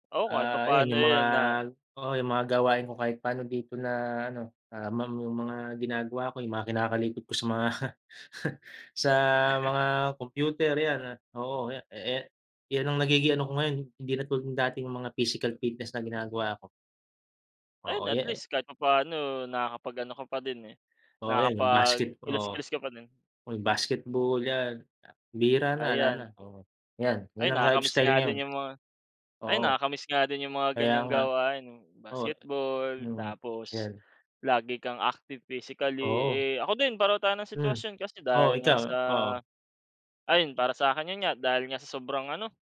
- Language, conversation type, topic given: Filipino, unstructured, Bakit sa tingin mo maraming tao ang tinatamad mag-ehersisyo?
- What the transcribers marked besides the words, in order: tapping; chuckle